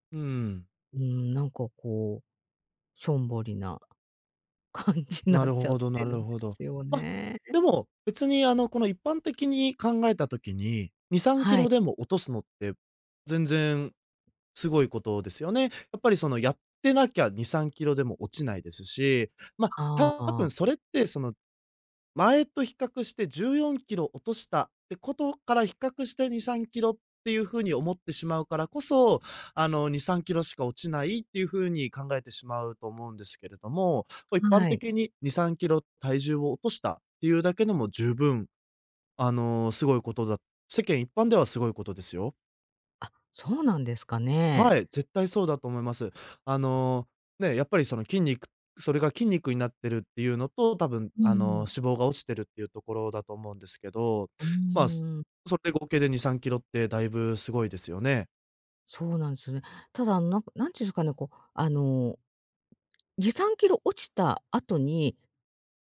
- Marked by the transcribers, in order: tapping; laughing while speaking: "感じ なっちゃってるんですよね"; other background noise
- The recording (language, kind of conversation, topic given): Japanese, advice, 筋力向上や体重減少が停滞しているのはなぜですか？